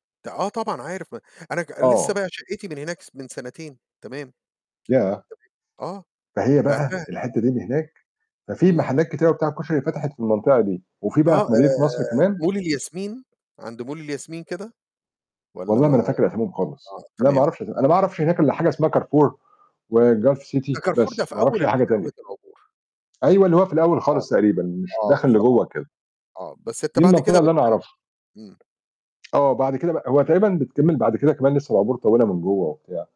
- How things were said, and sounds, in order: tapping; in English: "Carrefour وGulf City"
- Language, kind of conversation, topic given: Arabic, unstructured, إيه الأكلة اللي بتخليك تحس بالسعادة فورًا؟